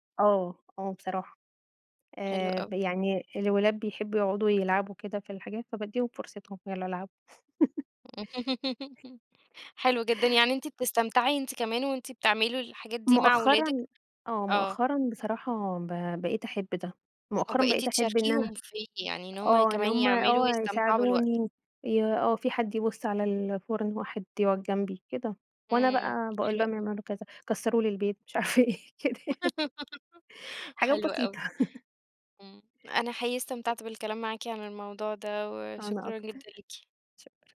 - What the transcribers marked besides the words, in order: laugh; tapping; laughing while speaking: "مش عارفة إيه كده يعني"; laugh; laugh
- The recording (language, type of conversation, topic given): Arabic, podcast, إيه الطبق اللي دايمًا بيرتبط عندكم بالأعياد أو بطقوس العيلة؟